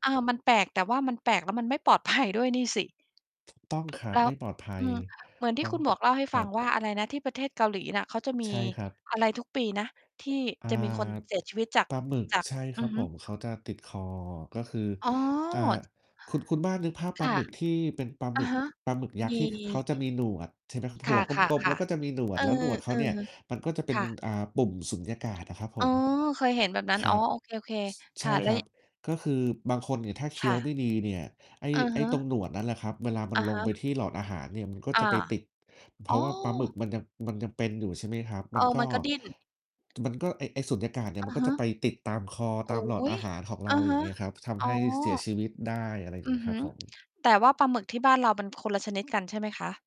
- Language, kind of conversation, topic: Thai, unstructured, คุณคิดว่าอาหารแปลก ๆ แบบไหนที่น่าลองแต่ก็น่ากลัว?
- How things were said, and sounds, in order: laughing while speaking: "ภัย"; distorted speech; mechanical hum; tapping; other background noise